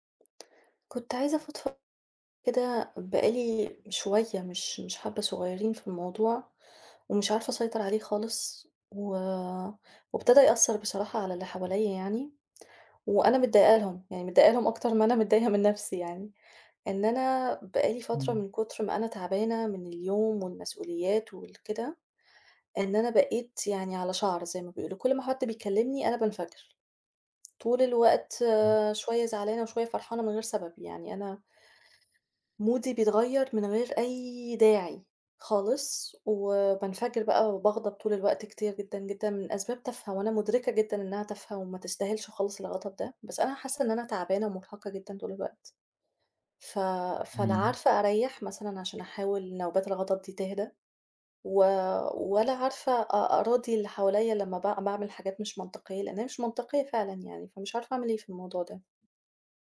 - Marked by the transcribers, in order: tapping; laughing while speaking: "متضايقة من نفسي"; in English: "مودي"
- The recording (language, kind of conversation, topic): Arabic, advice, إزاي التعب المزمن بيأثر على تقلبات مزاجي وانفجارات غضبي؟